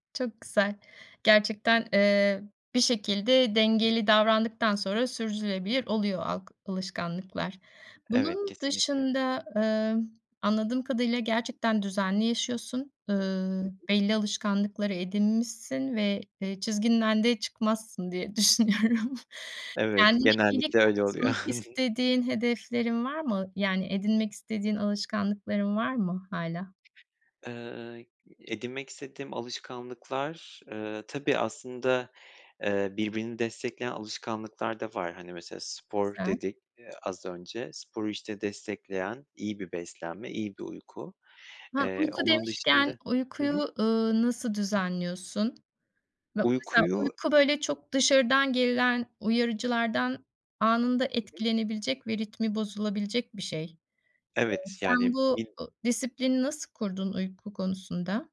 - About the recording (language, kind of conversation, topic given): Turkish, podcast, Günlük alışkanlıkların uzun vadeli hedeflerine nasıl hizmet ediyor, somut bir örnek verebilir misin?
- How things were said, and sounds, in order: other background noise; laughing while speaking: "düşünüyorum"; tapping; chuckle